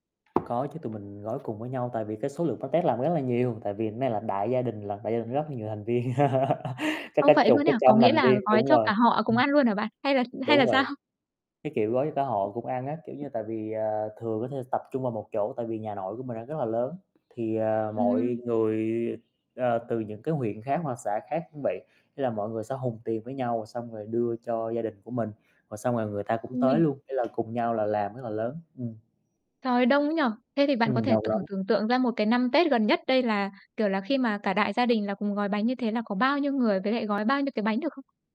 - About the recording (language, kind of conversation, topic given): Vietnamese, podcast, Bạn nghĩ ẩm thực giúp gìn giữ văn hoá như thế nào?
- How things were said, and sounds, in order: other background noise; laugh; laughing while speaking: "sao?"; static; tapping